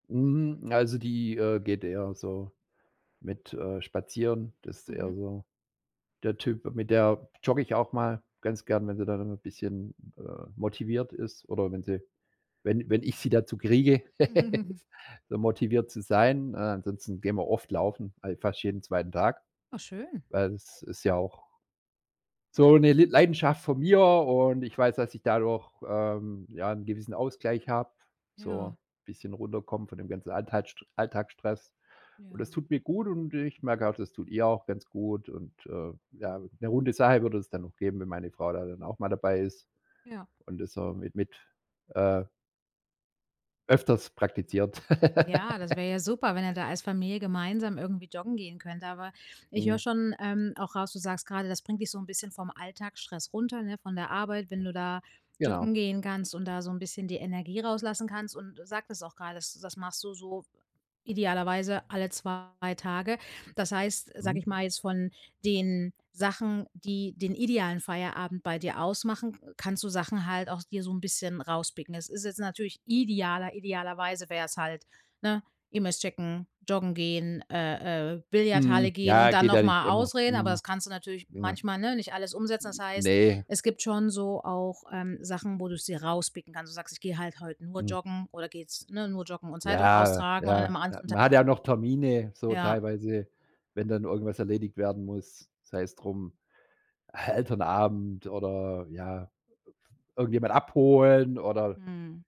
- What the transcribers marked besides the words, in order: laugh; chuckle; laugh; other background noise; tapping; unintelligible speech
- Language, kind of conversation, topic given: German, podcast, Wie sieht dein idealer Feierabend aus?